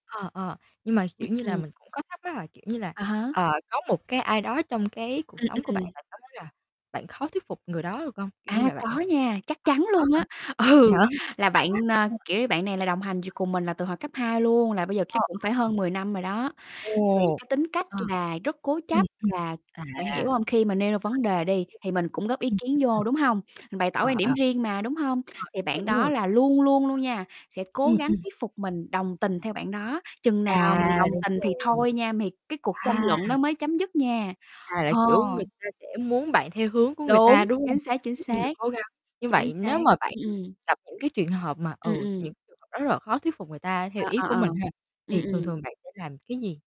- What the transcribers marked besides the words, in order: static; tapping; distorted speech; laughing while speaking: "Ừ"; laughing while speaking: "Vậy hả?"; chuckle; other background noise
- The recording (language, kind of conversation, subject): Vietnamese, unstructured, Bạn thường làm gì để thuyết phục người khác tin vào ý kiến của mình?